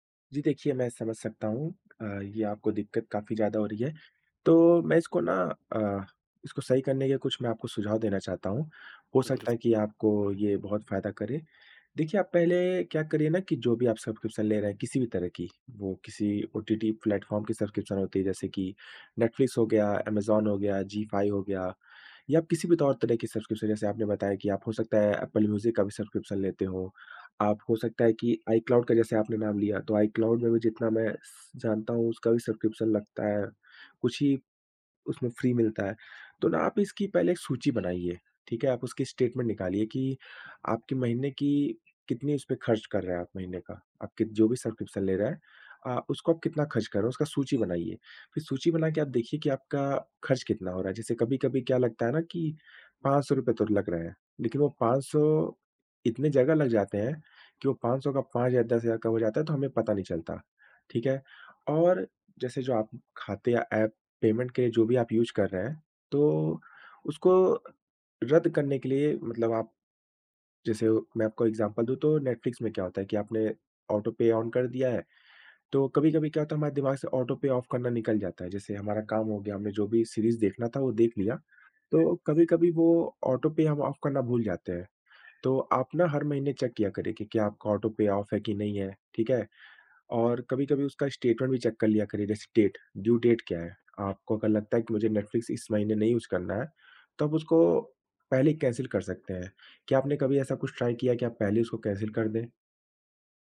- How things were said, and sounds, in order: in English: "सब्सक्रिप्शन"; in English: "सब्सक्रिप्शन"; in English: "सब्सक्रिप्शन"; in English: "सब्सक्रिप्शन"; in English: "सब्सक्रिप्शन"; in English: "फ्री"; other background noise; horn; in English: "स्टेटमेंट"; in English: "सब्सक्रिप्शन"; in English: "पेमेंट"; in English: "यूज़"; in English: "एग्ज़ामपल"; in English: "ऑटो पे ऑन"; in English: "ऑटो पे ऑफ़"; in English: "ऑटो पे"; in English: "ऑफ़"; in English: "चेक"; in English: "ऑटो पे ऑफ़"; in English: "स्टेटमेंट"; in English: "चेक"; in English: "डेट, ड्यू डेट"; in English: "यूज़"; in English: "कैंसल"; in English: "ट्राई"; in English: "कैंसल"
- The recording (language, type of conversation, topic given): Hindi, advice, सब्सक्रिप्शन रद्द करने में आपको किस तरह की कठिनाई हो रही है?